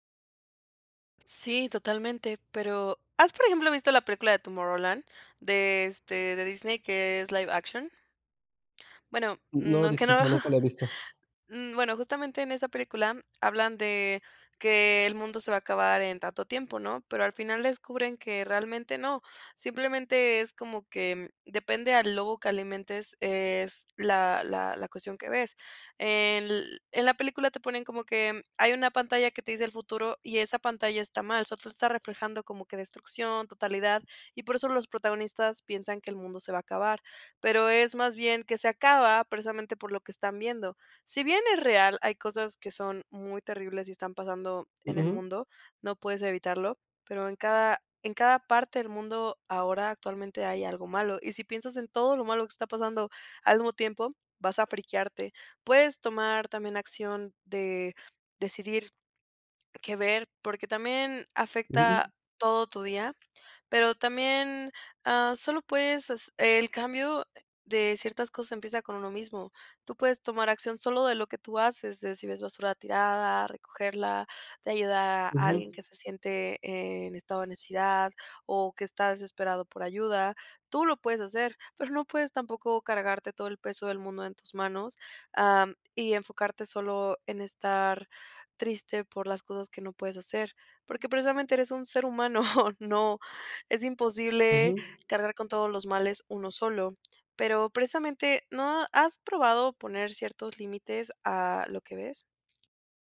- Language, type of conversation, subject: Spanish, advice, ¿Cómo puedo manejar la sobrecarga de información de noticias y redes sociales?
- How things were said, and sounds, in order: in English: "live action?"; tapping; laughing while speaking: "aunque no"; other noise; chuckle; other background noise